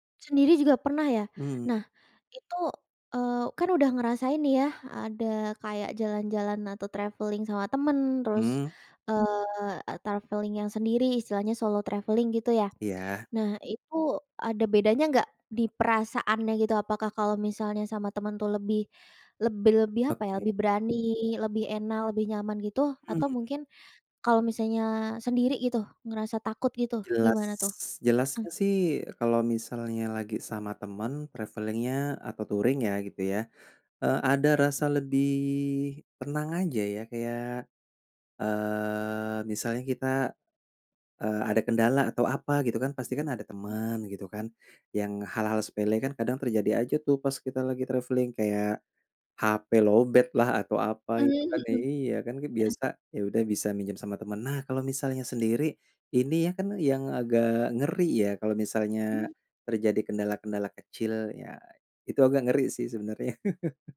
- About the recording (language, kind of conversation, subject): Indonesian, podcast, Bagaimana kamu mengatasi rasa takut saat bepergian sendirian?
- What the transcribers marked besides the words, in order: in English: "traveling"; in English: "traveling"; in English: "traveling"; tapping; in English: "traveling-nya"; in English: "touring"; in English: "traveling"; in English: "lowbat"; laugh